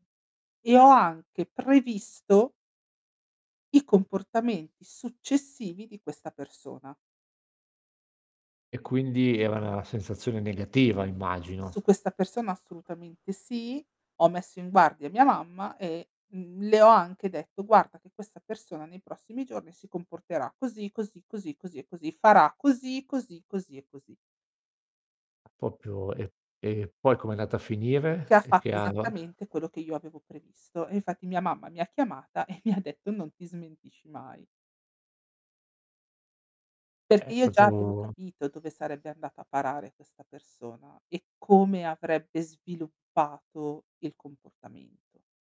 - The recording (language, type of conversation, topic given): Italian, podcast, Come capisci se un’intuizione è davvero affidabile o se è solo un pregiudizio?
- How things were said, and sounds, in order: stressed: "previsto"; "una" said as "na"; "proprio" said as "propio"; unintelligible speech; static